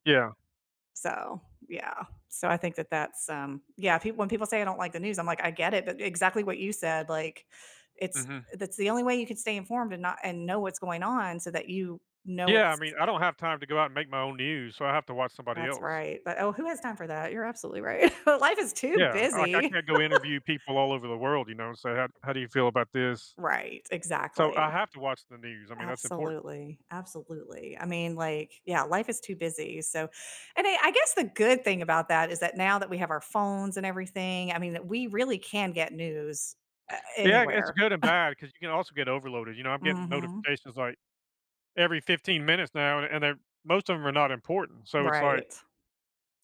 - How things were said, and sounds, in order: laugh; other background noise; chuckle
- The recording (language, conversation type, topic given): English, unstructured, What recent news story worried you?